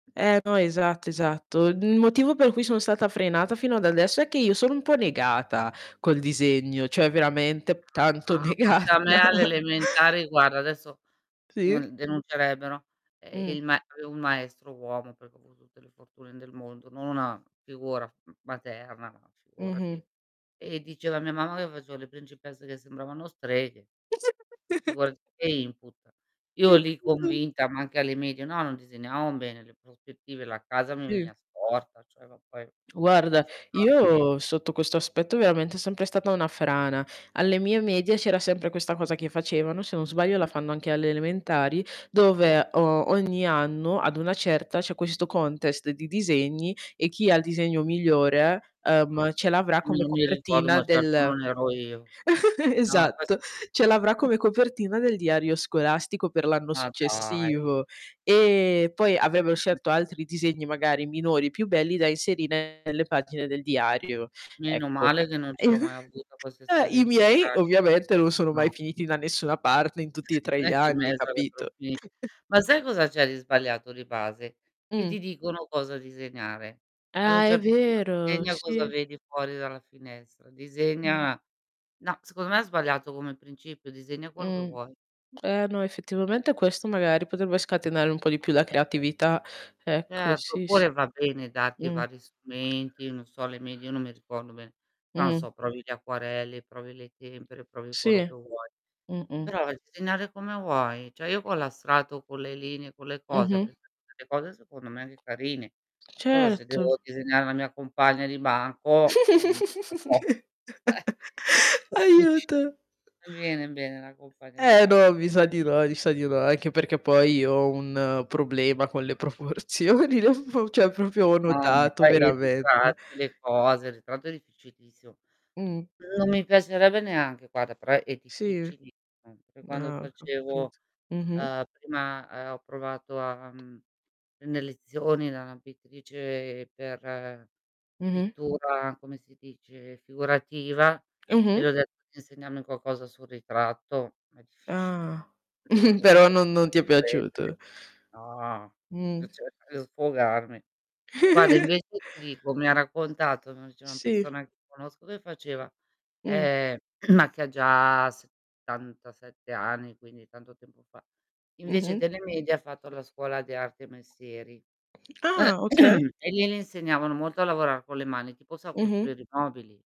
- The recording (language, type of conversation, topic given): Italian, unstructured, Quale abilità ti piacerebbe imparare quest’anno?
- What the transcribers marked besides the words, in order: unintelligible speech; laughing while speaking: "negata"; chuckle; tapping; giggle; distorted speech; unintelligible speech; "disegnavo" said as "disegnavao"; "veniva" said as "venia"; "Guarda" said as "uarda"; unintelligible speech; other background noise; in English: "contest"; giggle; chuckle; chuckle; unintelligible speech; chuckle; unintelligible speech; static; "cioè" said as "ceh"; giggle; laughing while speaking: "eh!"; laughing while speaking: "proporzioni"; unintelligible speech; "cioè" said as "ceh"; "proprio" said as "propio"; unintelligible speech; chuckle; giggle; unintelligible speech; throat clearing; throat clearing